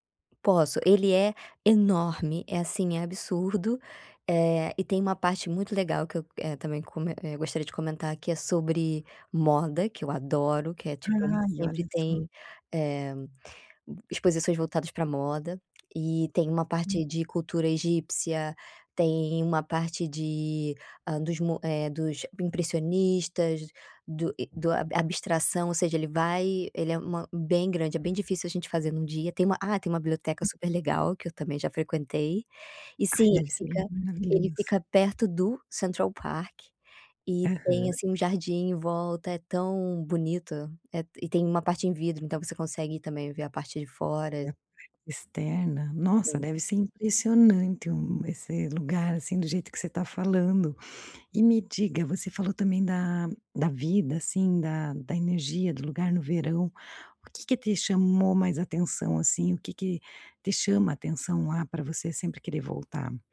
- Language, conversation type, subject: Portuguese, podcast, Qual lugar você sempre volta a visitar e por quê?
- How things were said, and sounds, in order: other noise; unintelligible speech